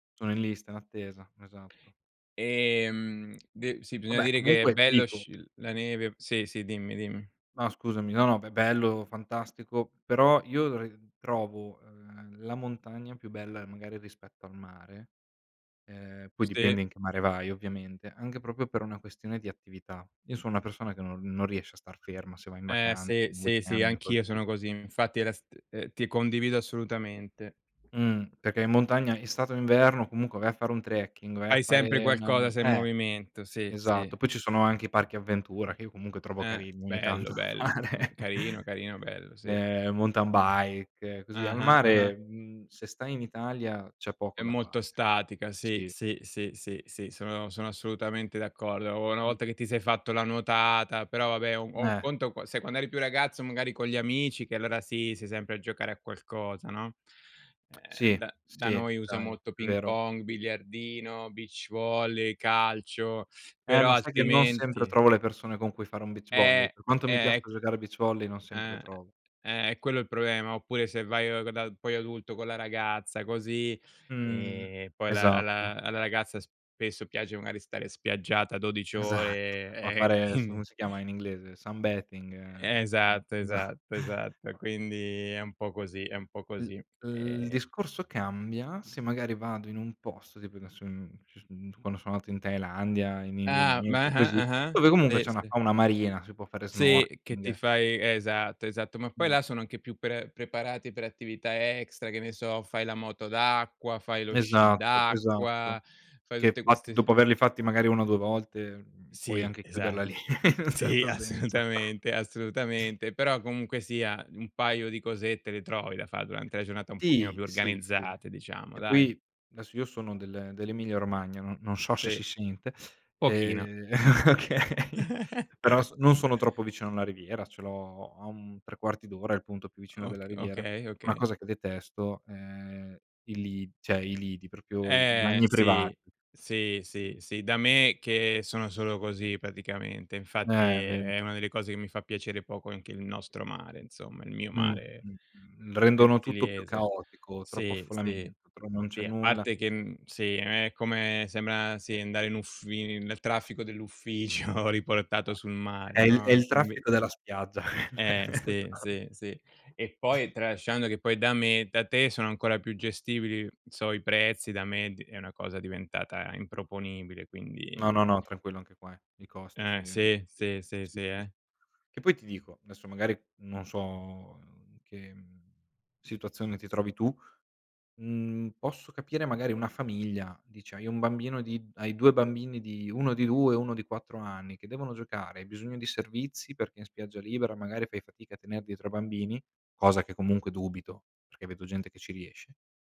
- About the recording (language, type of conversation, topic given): Italian, unstructured, Cosa preferisci tra mare, montagna e città?
- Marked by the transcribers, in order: "proprio" said as "propio"; tapping; laughing while speaking: "fare"; tongue click; teeth sucking; "proprio" said as "popio"; laughing while speaking: "Esatto"; laughing while speaking: "quindi"; in English: "sun bathing"; other background noise; breath; "snorkeling" said as "snorking"; stressed: "Sì"; laughing while speaking: "assolutamente"; laughing while speaking: "in un certo senso"; laughing while speaking: "okay"; chuckle; "privati" said as "privat"; laughing while speaking: "ufficio"; other noise; laughing while speaking: "quello esa"; laugh